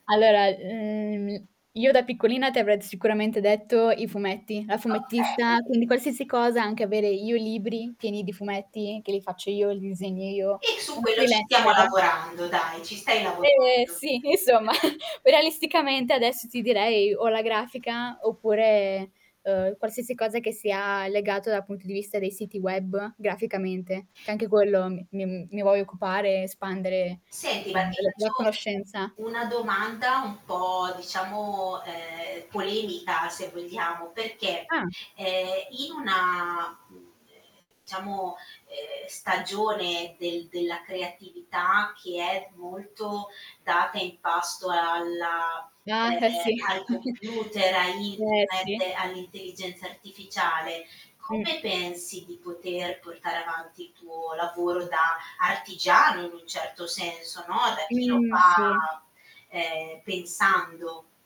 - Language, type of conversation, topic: Italian, podcast, Come trasformi un’esperienza personale in qualcosa di creativo?
- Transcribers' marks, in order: static; distorted speech; other background noise; in English: "freelancer"; chuckle; tapping; mechanical hum; chuckle